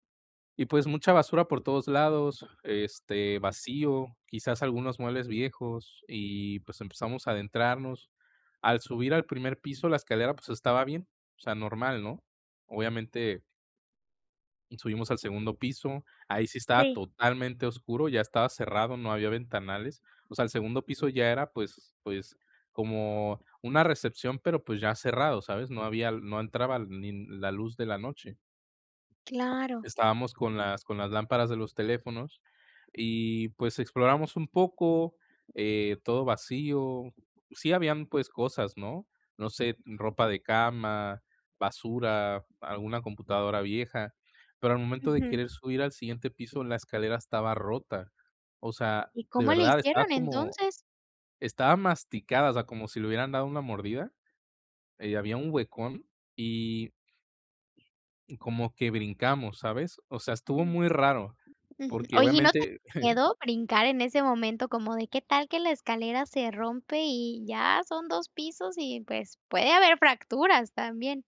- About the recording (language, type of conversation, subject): Spanish, advice, ¿Cómo puedo manejar la ansiedad al explorar lugares nuevos?
- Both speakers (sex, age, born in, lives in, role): female, 35-39, Mexico, Germany, advisor; male, 20-24, Mexico, Mexico, user
- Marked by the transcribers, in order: other background noise; tapping; unintelligible speech; chuckle